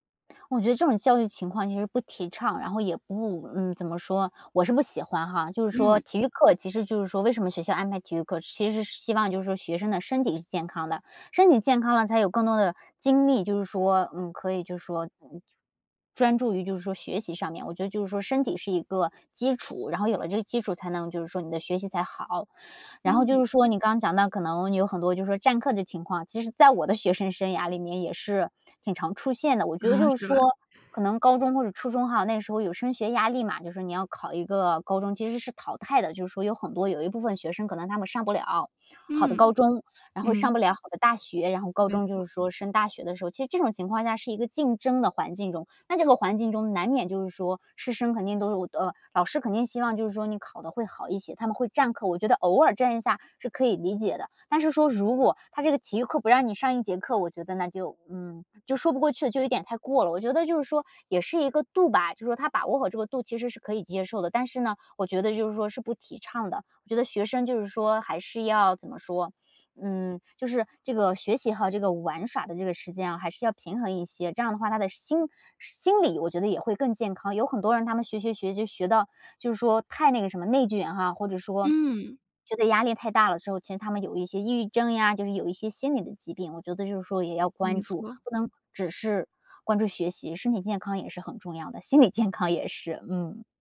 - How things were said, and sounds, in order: other noise; laughing while speaking: "啊，是吧？"; other background noise; unintelligible speech; laughing while speaking: "心理健康也是"
- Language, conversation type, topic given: Chinese, podcast, 你觉得学习和玩耍怎么搭配最合适?